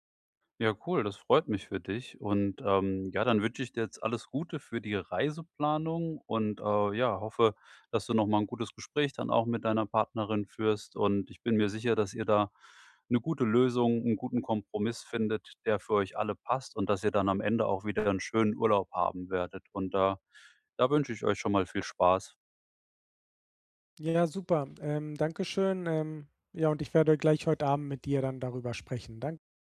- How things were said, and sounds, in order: none
- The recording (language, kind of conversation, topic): German, advice, Wie plane ich eine Reise, wenn mein Budget sehr knapp ist?